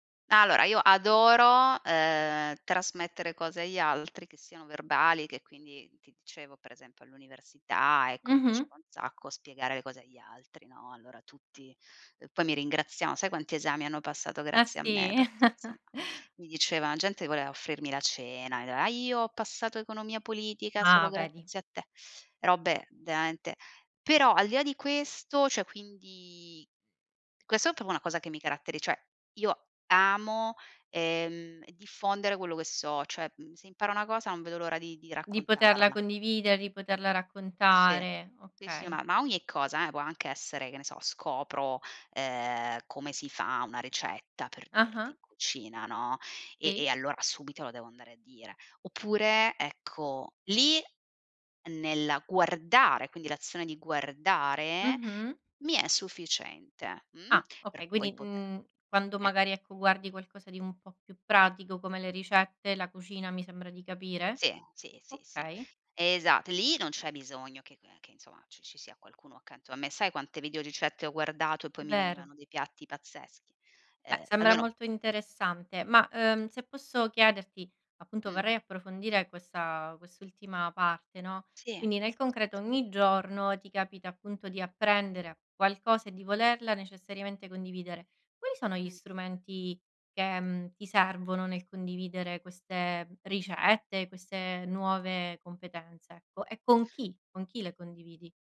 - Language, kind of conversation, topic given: Italian, podcast, Come impari meglio: ascoltando, leggendo o facendo?
- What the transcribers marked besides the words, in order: "Allora" said as "alora"; chuckle; "veramente" said as "veamente"; tongue click; "proprio" said as "propo"; "cioè" said as "ceh"